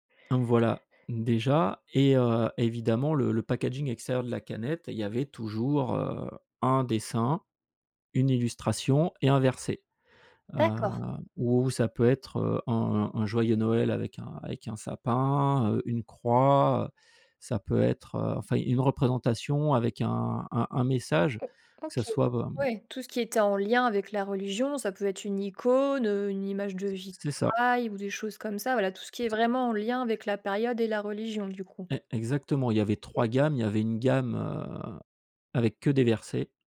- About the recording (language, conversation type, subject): French, podcast, Peux-tu nous raconter une collaboration créative mémorable ?
- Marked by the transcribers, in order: tapping